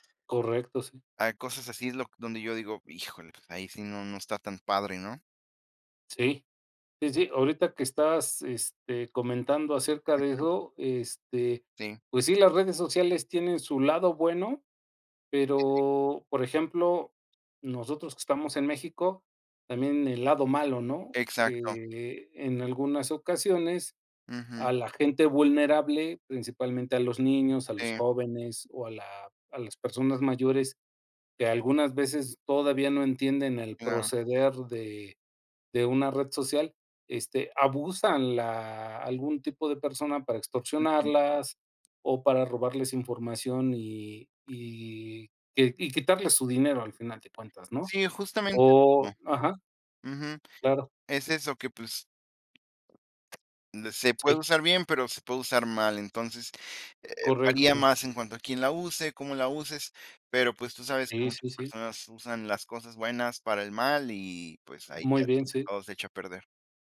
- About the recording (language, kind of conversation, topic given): Spanish, unstructured, ¿Cómo crees que la tecnología ha mejorado tu vida diaria?
- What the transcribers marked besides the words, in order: unintelligible speech; unintelligible speech; other background noise